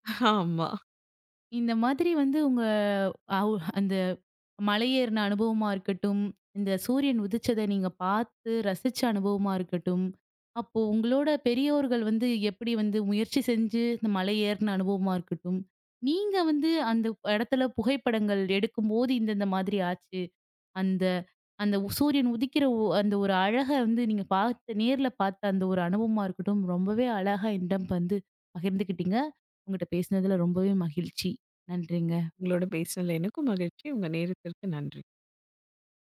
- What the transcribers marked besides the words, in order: laughing while speaking: "ஆமா"; other background noise
- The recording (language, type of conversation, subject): Tamil, podcast, மலையில் இருந்து சூரிய உதயம் பார்க்கும் அனுபவம் எப்படி இருந்தது?